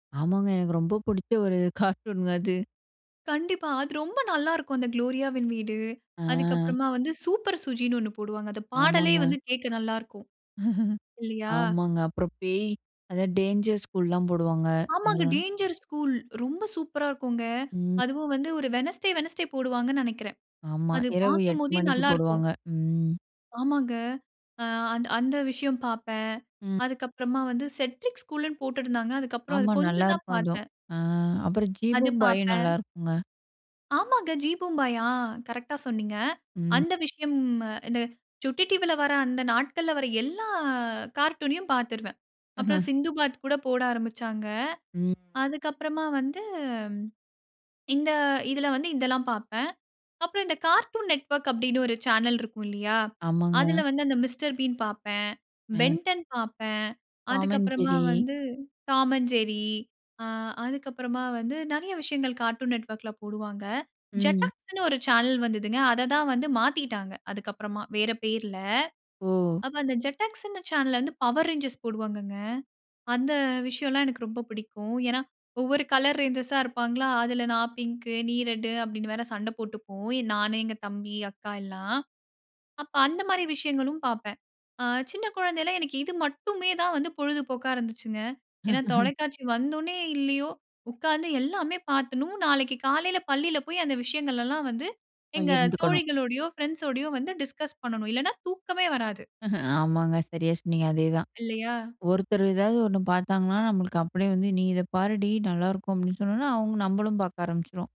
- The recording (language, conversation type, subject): Tamil, podcast, சிறுவயதில் நீங்கள் பார்த்த தொலைக்காட்சி நிகழ்ச்சிகள் பற்றிச் சொல்ல முடியுமா?
- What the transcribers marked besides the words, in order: laughing while speaking: "கார்ட்டூனங்க"; laugh; chuckle; chuckle